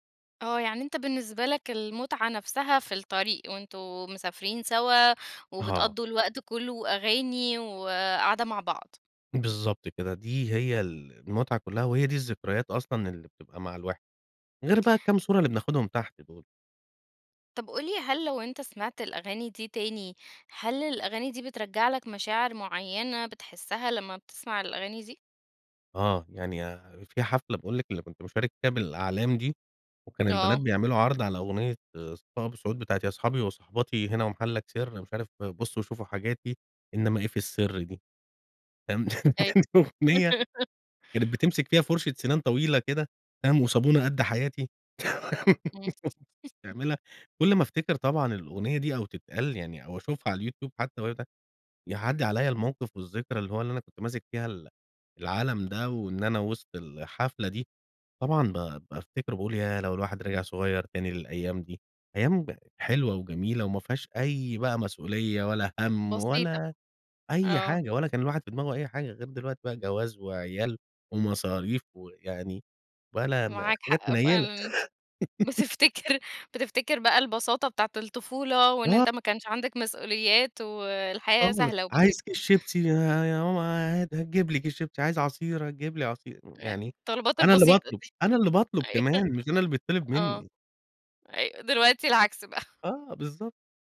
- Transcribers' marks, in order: tapping; laugh; chuckle; laughing while speaking: "يعني أغنية"; laugh; chuckle; unintelligible speech; laughing while speaking: "افتكر"; laugh; laughing while speaking: "أيوه"; chuckle
- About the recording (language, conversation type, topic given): Arabic, podcast, إيه هي الأغنية اللي بتفكّرك بذكريات المدرسة؟
- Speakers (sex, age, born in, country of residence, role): female, 30-34, Egypt, Romania, host; male, 35-39, Egypt, Egypt, guest